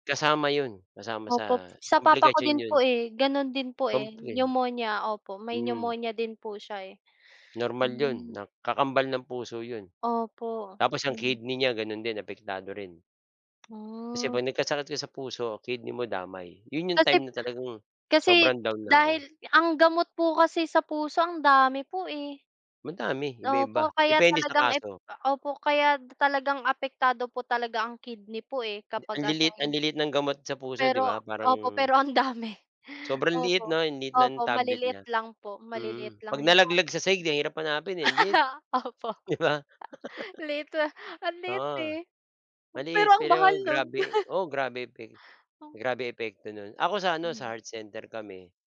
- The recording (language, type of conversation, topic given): Filipino, unstructured, Paano mo pinapalakas ang iyong loob kapag nadadapa ka sa mga problema?
- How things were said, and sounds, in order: other background noise; tapping; unintelligible speech; laughing while speaking: "dami"; laugh; laughing while speaking: "Opo. Liit, ah, ang liit, eh"; laughing while speaking: "'di ba?"; chuckle; chuckle